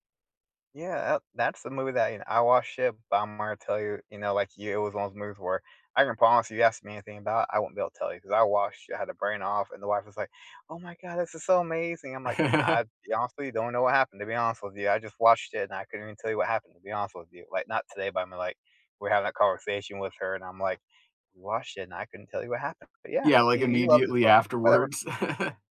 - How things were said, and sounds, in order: chuckle; other background noise; chuckle
- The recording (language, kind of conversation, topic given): English, unstructured, Which movie this year surprised you the most, and what about it caught you off guard?
- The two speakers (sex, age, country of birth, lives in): male, 35-39, United States, United States; male, 35-39, United States, United States